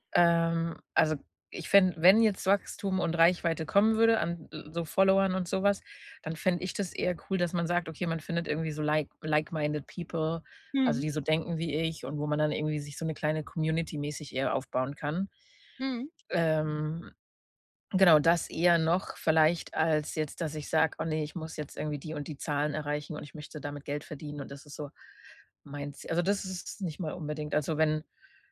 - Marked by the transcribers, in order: in English: "like like-minded people"; other background noise
- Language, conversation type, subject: German, advice, Wann fühlst du dich unsicher, deine Hobbys oder Interessen offen zu zeigen?